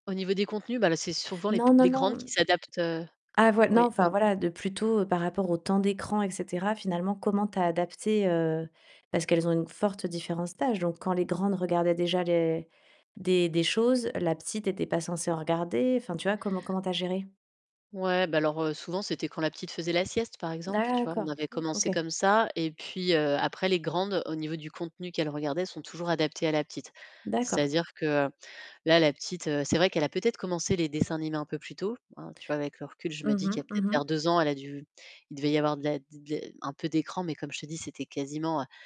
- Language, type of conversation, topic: French, podcast, Comment trouvez-vous le bon équilibre entre les écrans et les enfants à la maison ?
- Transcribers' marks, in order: other background noise; tapping